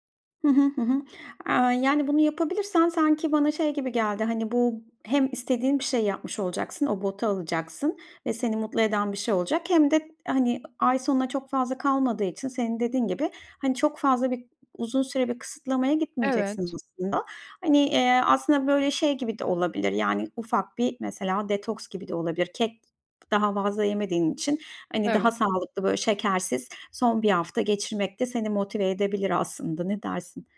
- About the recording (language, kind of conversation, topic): Turkish, advice, Aylık harcamalarımı kontrol edemiyor ve bütçe yapamıyorum; bunu nasıl düzeltebilirim?
- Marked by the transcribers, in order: tapping; other background noise